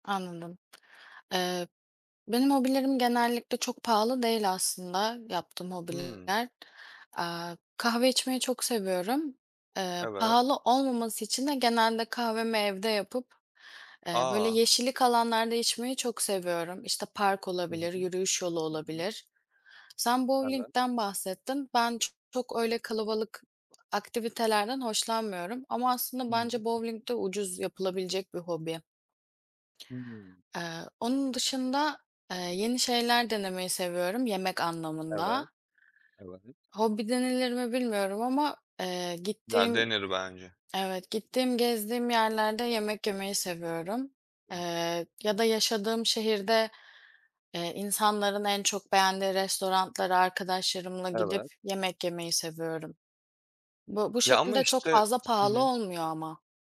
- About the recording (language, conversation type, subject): Turkish, unstructured, Bazı hobiler sizce neden gereksiz yere pahalıdır?
- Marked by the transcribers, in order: tapping